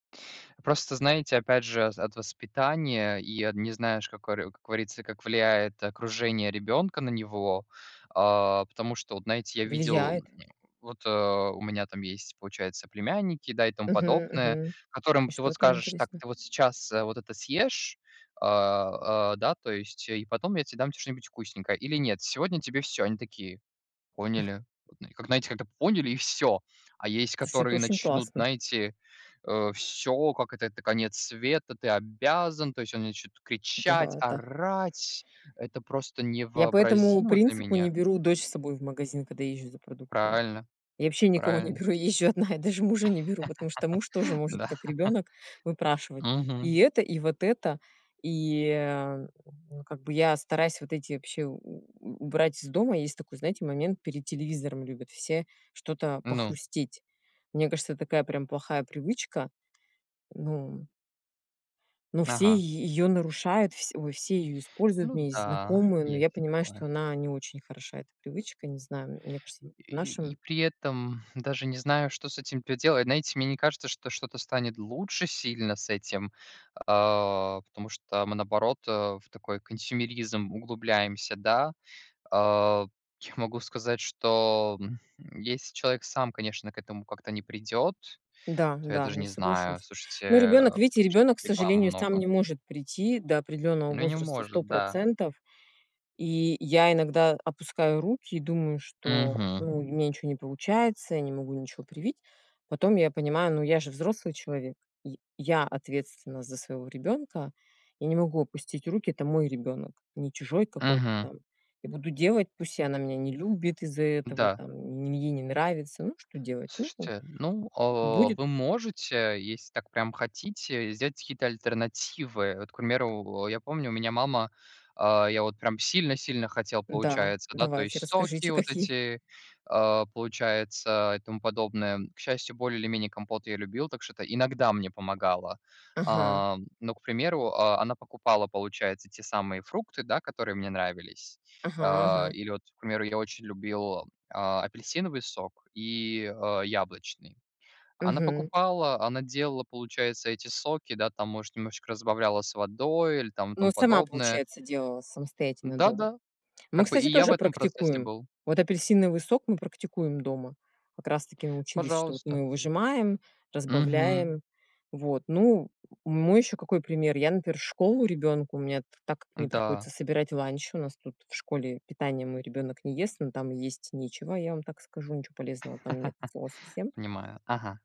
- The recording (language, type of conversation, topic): Russian, unstructured, Какие продукты вы считаете наиболее опасными для детей?
- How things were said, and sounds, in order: grunt; chuckle; laughing while speaking: "не беру, я езжу одна"; tapping; laughing while speaking: "Да"; other background noise; laughing while speaking: "какие"; chuckle